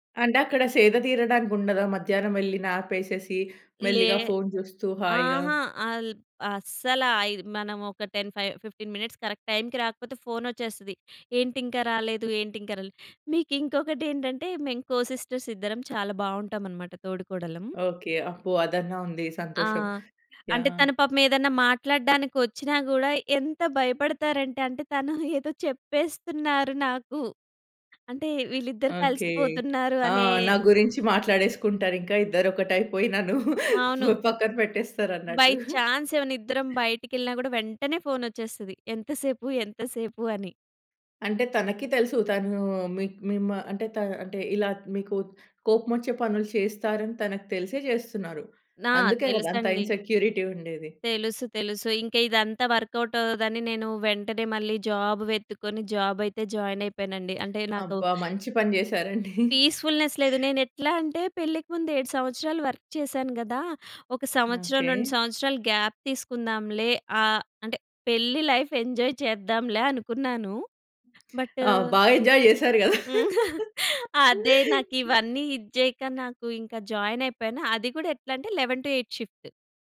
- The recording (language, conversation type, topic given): Telugu, podcast, మీ కుటుంబంలో ప్రతి రోజు జరిగే ఆచారాలు ఏమిటి?
- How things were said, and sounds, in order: in English: "టెన్ ఫైవ్ ఫిఫ్టీన్ మినిట్స్ కరెక్ట్"; in English: "కో సిస్టర్స్"; other background noise; laughing while speaking: "తను ఏదో చెప్పేస్తున్నారు నాకు"; chuckle; in English: "బై చాన్స్"; giggle; in English: "ఇన్సెక్యూరిటీ"; in English: "వర్క్‌అవుట్"; in English: "జాబ్"; in English: "జాబ్"; in English: "జాయిన్"; in English: "పీస్‌ఫుల్‌నెస్"; giggle; in English: "వర్క్"; in English: "గ్యాప్"; in English: "లైఫ్ ఎంజాయ్"; in English: "ఎంజాయ్"; chuckle; laugh; in English: "జాయిన్"; in English: "లెవెన్ టు ఎయిట్"